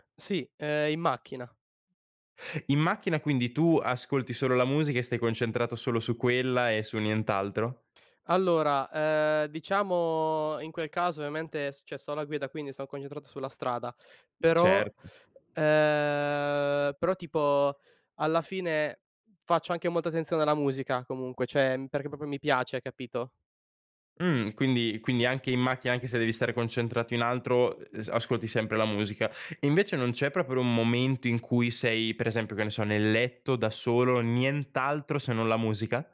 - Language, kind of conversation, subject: Italian, podcast, Che playlist senti davvero tua, e perché?
- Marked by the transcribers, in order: "ovviamente" said as "ovemente"; "cioè" said as "ceh"; other background noise; teeth sucking; "cioè" said as "ceh"; "proprio" said as "propio"